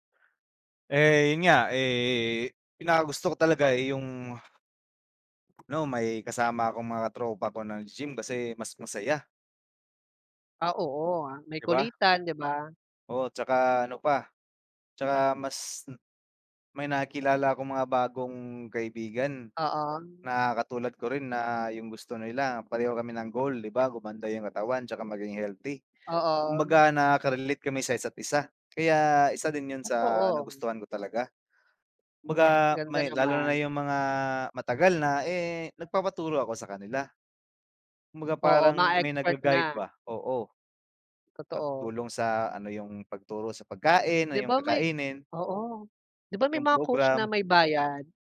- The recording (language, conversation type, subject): Filipino, unstructured, Ano ang paborito mong libangan, at bakit?
- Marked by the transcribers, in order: tapping; other background noise